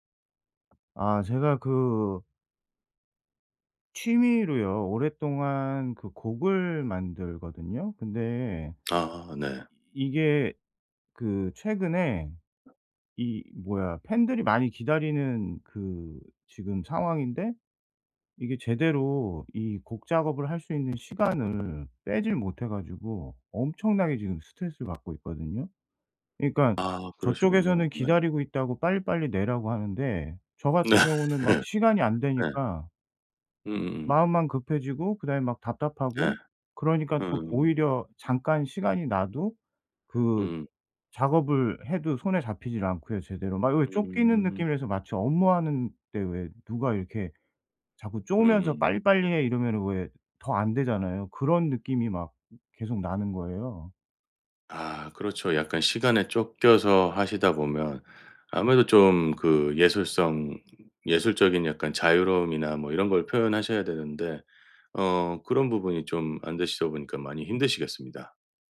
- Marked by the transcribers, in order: tapping; other background noise; laughing while speaking: "네"; laugh
- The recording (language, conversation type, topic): Korean, advice, 매주 정해진 창작 시간을 어떻게 확보할 수 있을까요?